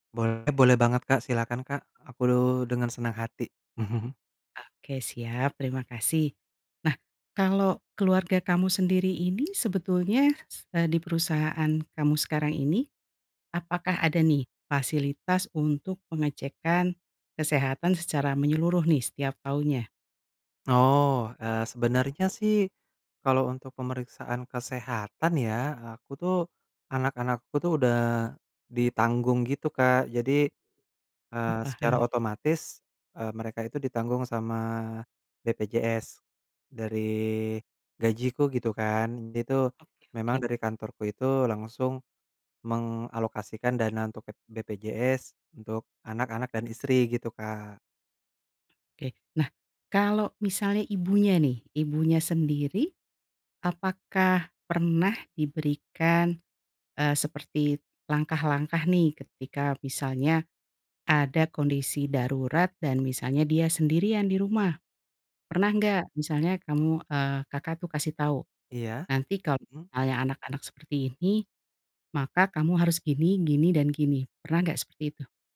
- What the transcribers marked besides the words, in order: tapping; chuckle; other background noise
- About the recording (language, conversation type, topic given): Indonesian, advice, Mengapa saya terus-menerus khawatir tentang kesehatan diri saya atau keluarga saya?